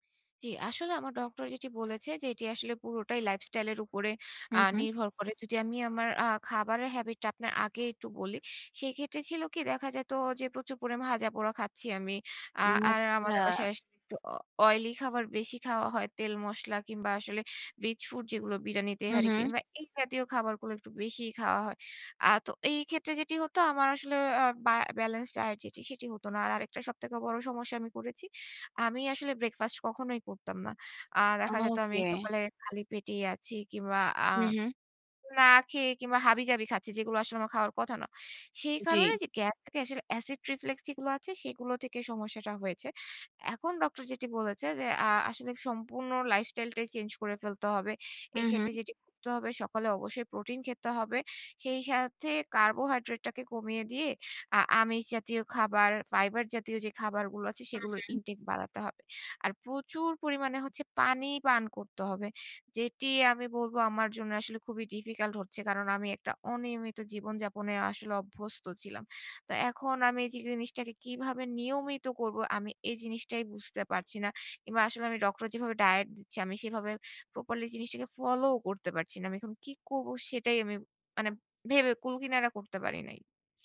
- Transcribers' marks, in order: in English: "lifestyle"; in English: "habit"; in English: "rich food"; in English: "balanced diet"; other background noise; in English: "acid reflux"; in English: "lifestyle"; in English: "carbohydrate"; in English: "intake"; in English: "difficult"
- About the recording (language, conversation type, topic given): Bengali, advice, দীর্ঘ সময় ধরে ক্লান্তি ও বিশ্রামের পরও শরীরে জ্বালাপোড়া না কমলে কী করা উচিত?